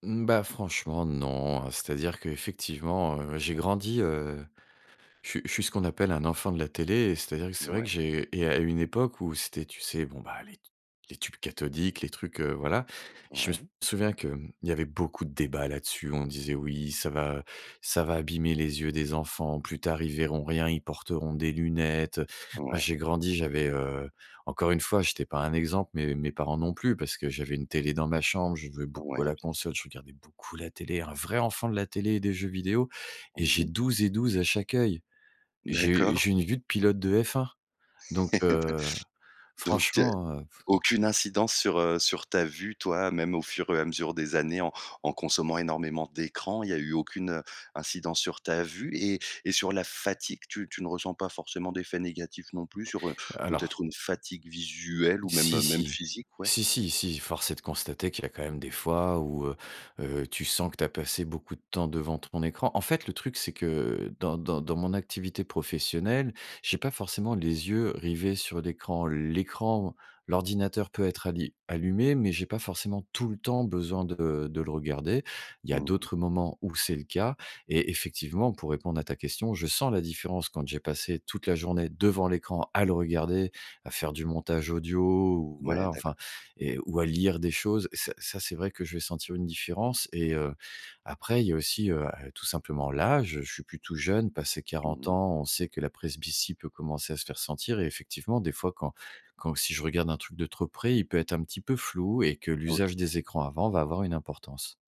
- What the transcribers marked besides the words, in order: tapping; other background noise; chuckle; stressed: "fatigue"; stressed: "tout le temps"
- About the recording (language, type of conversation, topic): French, podcast, Comment gères-tu concrètement ton temps d’écran ?